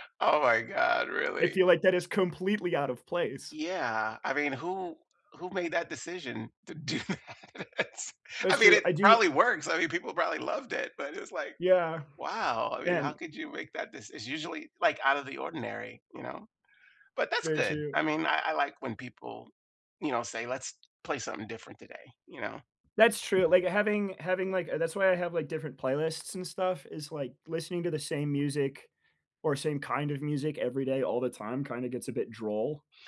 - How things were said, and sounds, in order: tapping; laughing while speaking: "to do that, it's"; other background noise
- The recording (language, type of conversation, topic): English, unstructured, How should I use music to mark a breakup or celebration?